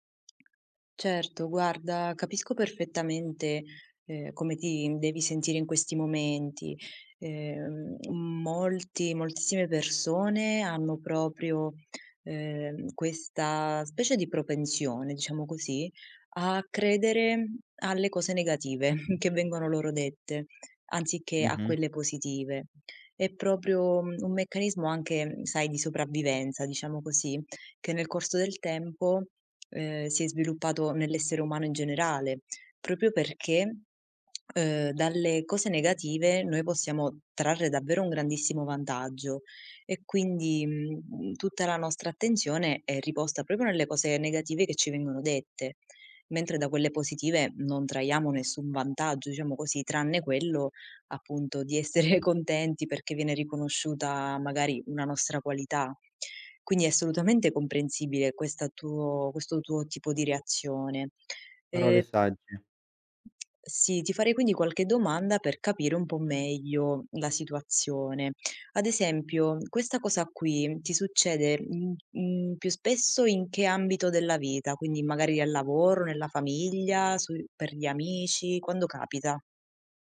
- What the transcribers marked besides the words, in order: chuckle; "proprio" said as "propio"; "proprio" said as "propio"; laughing while speaking: "essere"; other background noise
- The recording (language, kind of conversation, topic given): Italian, advice, Perché faccio fatica ad accettare i complimenti e tendo a minimizzare i miei successi?